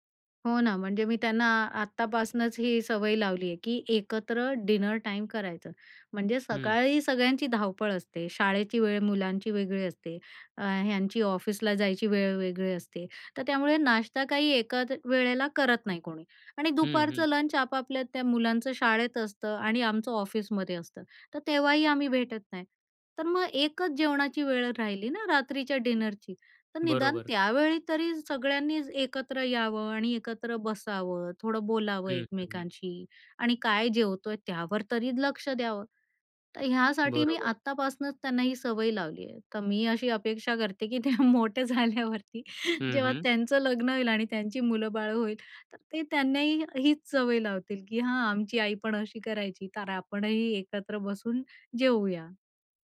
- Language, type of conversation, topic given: Marathi, podcast, एकत्र जेवण हे परंपरेच्या दृष्टीने तुमच्या घरी कसं असतं?
- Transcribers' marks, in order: in English: "डिनर"; in English: "डिनरची"; laughing while speaking: "की ते मोठे झाल्यावरती, जेव्हा त्यांचं लग्न होईल आणि त्यांची मुलंबाळं होईल"